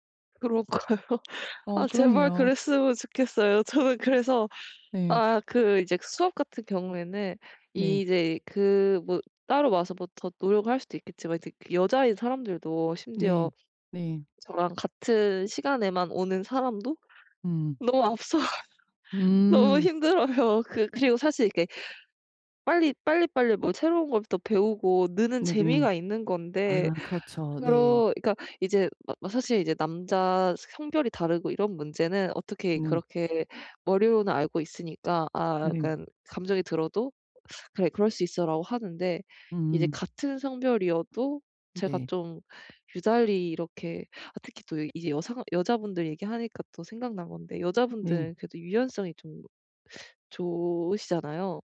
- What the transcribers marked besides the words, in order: laughing while speaking: "그럴까요?"; tapping; laughing while speaking: "앞서가서 너무 힘들어요"; teeth sucking; other background noise
- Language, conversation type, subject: Korean, advice, 다른 사람의 성과를 볼 때 자주 열등감을 느끼면 어떻게 해야 하나요?